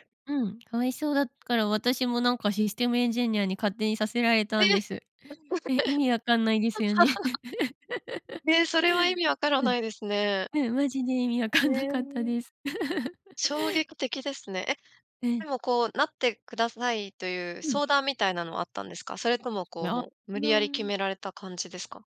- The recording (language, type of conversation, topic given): Japanese, podcast, 転職を考えたとき、何が決め手でしたか？
- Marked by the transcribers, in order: laughing while speaking: "え！"; laugh; giggle; laugh; laughing while speaking: "意味わかんなかったです"; giggle; other noise